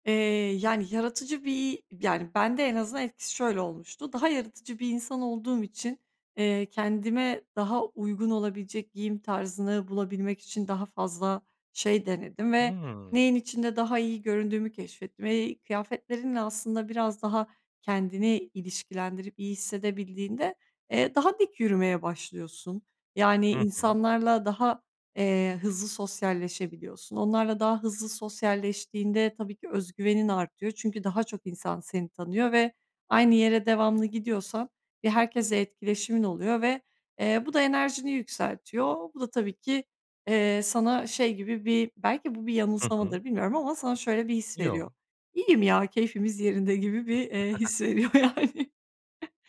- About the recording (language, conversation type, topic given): Turkish, podcast, Yaratıcılık ve özgüven arasındaki ilişki nasıl?
- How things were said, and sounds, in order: other background noise; giggle; laughing while speaking: "veriyor yani"; chuckle